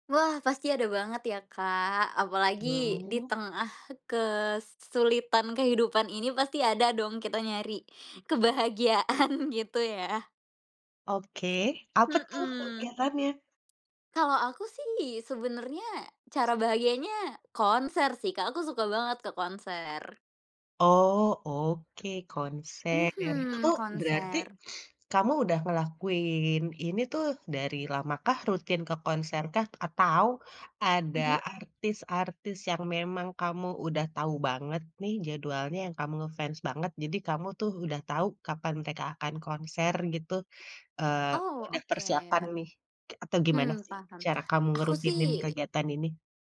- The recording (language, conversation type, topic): Indonesian, podcast, Mengapa kegiatan ini penting untuk kebahagiaanmu?
- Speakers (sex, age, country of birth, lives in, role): female, 20-24, Indonesia, Indonesia, guest; female, 35-39, Indonesia, Indonesia, host
- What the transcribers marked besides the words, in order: laughing while speaking: "kebahagiaan"; other background noise; alarm; sniff; tapping